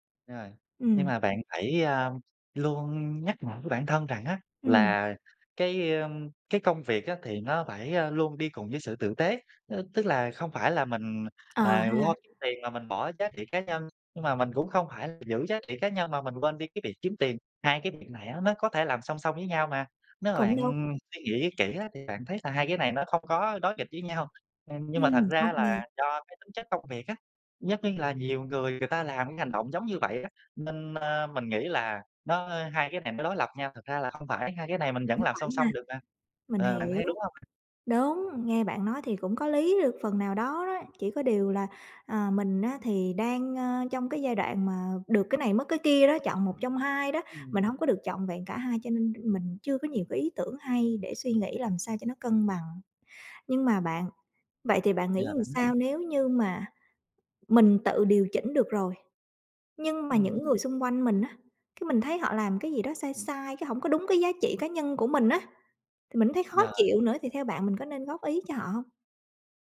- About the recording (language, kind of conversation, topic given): Vietnamese, advice, Làm thế nào để bạn cân bằng giữa giá trị cá nhân và công việc kiếm tiền?
- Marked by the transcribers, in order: other background noise; tapping; unintelligible speech